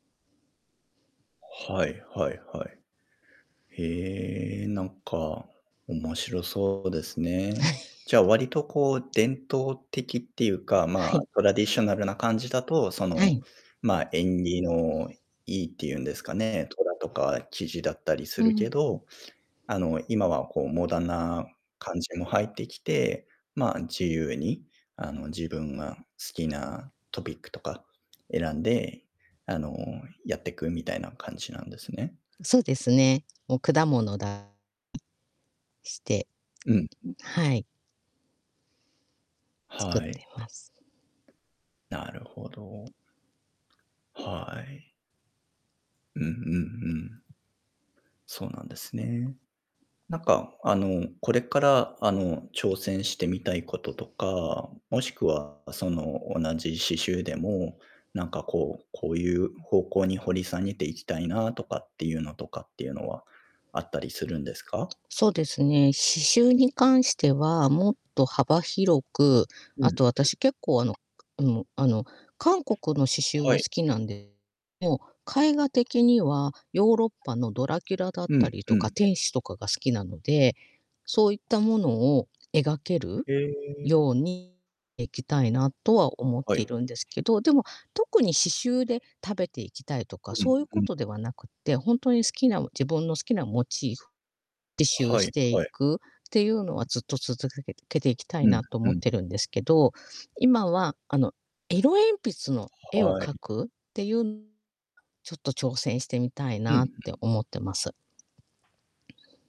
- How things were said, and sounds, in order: distorted speech; chuckle; unintelligible speech; unintelligible speech
- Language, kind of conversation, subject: Japanese, unstructured, 趣味を始めたきっかけは何ですか？